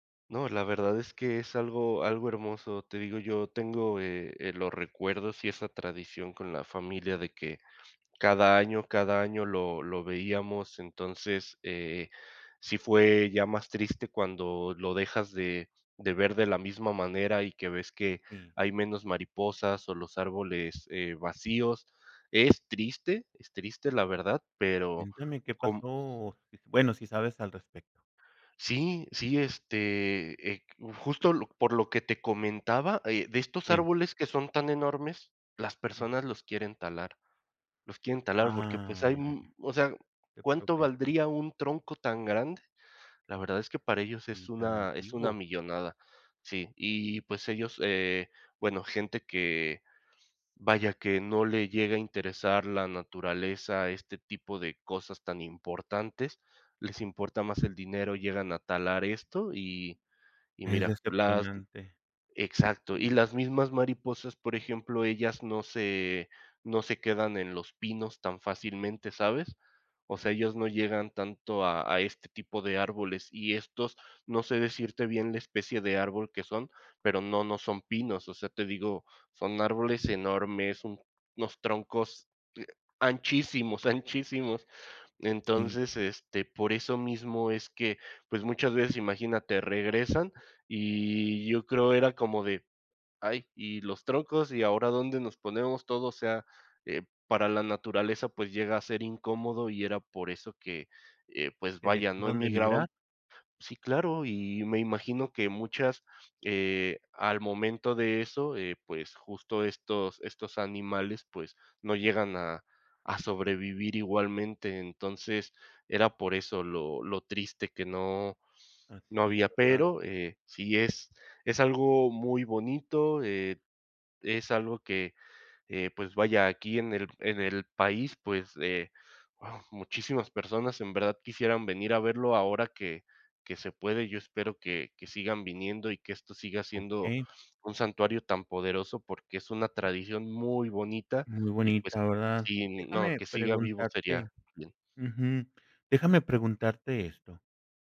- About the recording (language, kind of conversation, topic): Spanish, podcast, ¿Cuáles tradiciones familiares valoras más y por qué?
- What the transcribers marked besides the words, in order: other background noise; drawn out: "Ah"; sniff; tapping; sniff